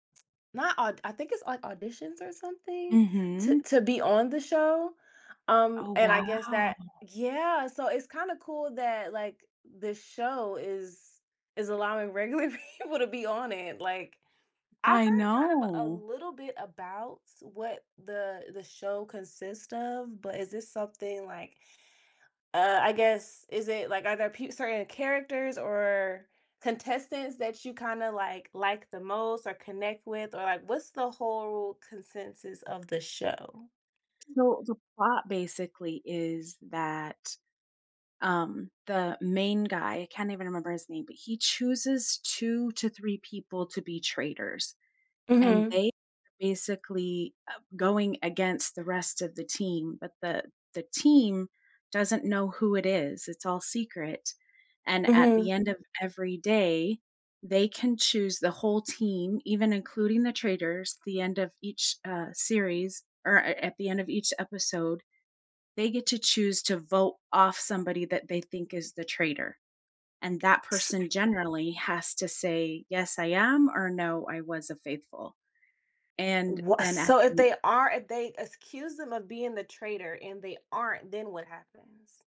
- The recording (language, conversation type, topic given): English, unstructured, Which streaming series have you binged lately, what hooked you, and how did they resonate with you?
- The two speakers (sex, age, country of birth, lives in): female, 30-34, United States, United States; female, 45-49, United States, United States
- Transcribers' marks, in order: laughing while speaking: "regular people"; tapping; other background noise; "accuse" said as "ascuse"